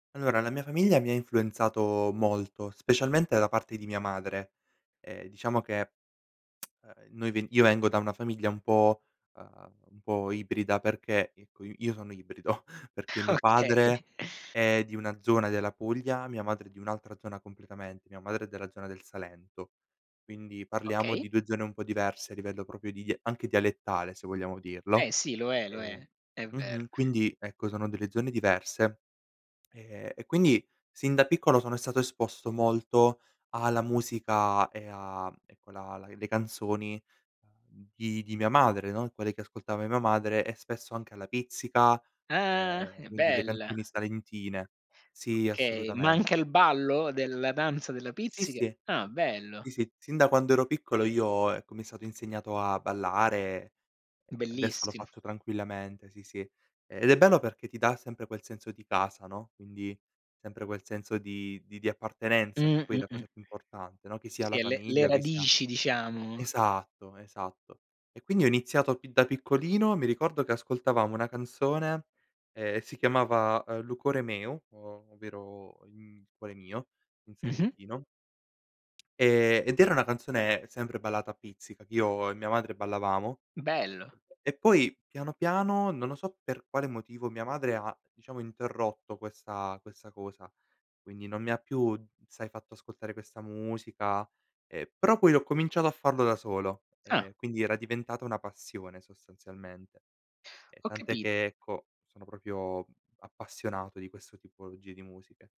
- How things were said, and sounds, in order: tongue click; chuckle; laughing while speaking: "Okay"; "proprio" said as "propio"; tapping; other background noise; "proprio" said as "propio"
- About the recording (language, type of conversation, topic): Italian, podcast, In che modo la tua famiglia ha influenzato i tuoi gusti musicali?